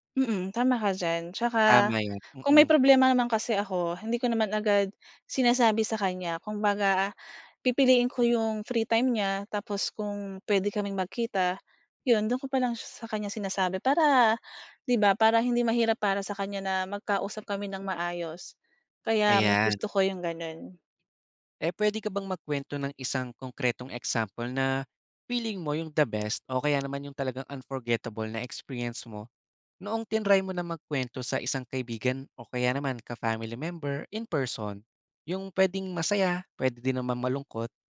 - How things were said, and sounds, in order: tapping
- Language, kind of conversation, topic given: Filipino, podcast, Mas madali ka bang magbahagi ng nararamdaman online kaysa kapag kaharap nang personal?